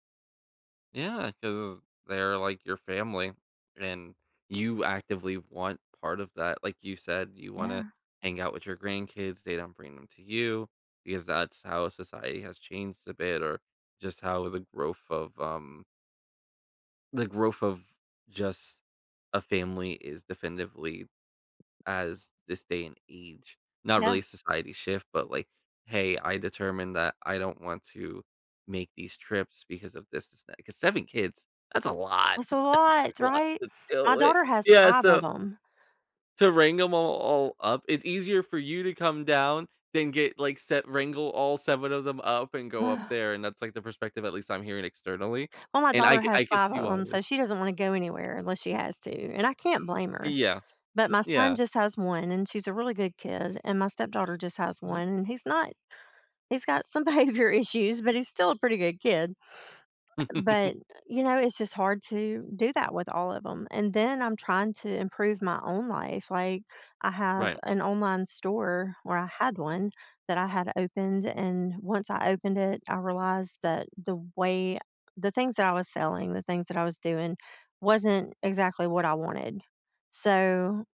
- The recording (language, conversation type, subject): English, unstructured, How can I make space for personal growth amid crowded tasks?
- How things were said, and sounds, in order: "growth" said as "growf"; "growth" said as "growf"; tapping; stressed: "lot!"; anticipating: "That's a lot"; laughing while speaking: "That's a lot to deal with"; laughing while speaking: "some behavior issues"; chuckle; other noise